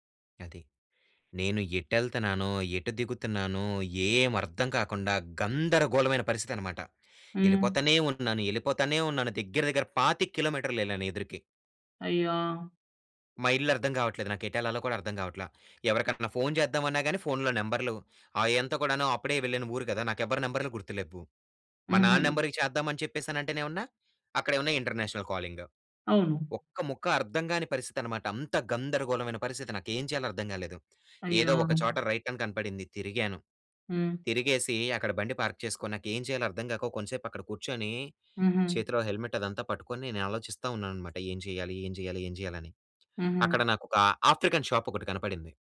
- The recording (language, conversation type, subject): Telugu, podcast, విదేశీ నగరంలో భాష తెలియకుండా తప్పిపోయిన అనుభవం ఏంటి?
- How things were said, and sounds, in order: in English: "నంబర్‌కి"; in English: "ఇంటర్నేషనల్ కాలింగ్"; in English: "రైట్"; in English: "పార్క్"; in English: "హెల్మెట్"; in English: "ఆఫ్రికన్ షాప్"